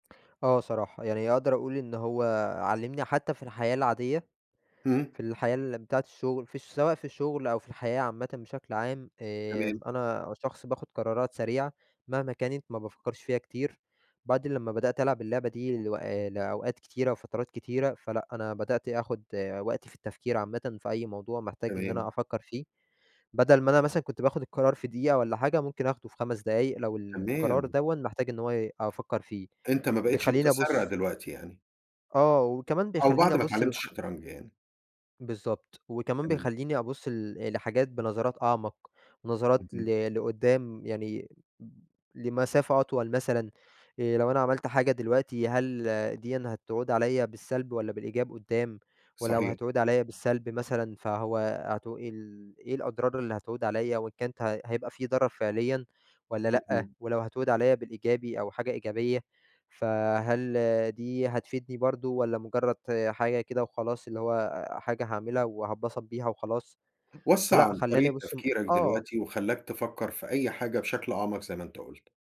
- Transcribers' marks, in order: tapping; other background noise
- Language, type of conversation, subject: Arabic, podcast, إيه أكبر تحدّي واجهك في هوايتك؟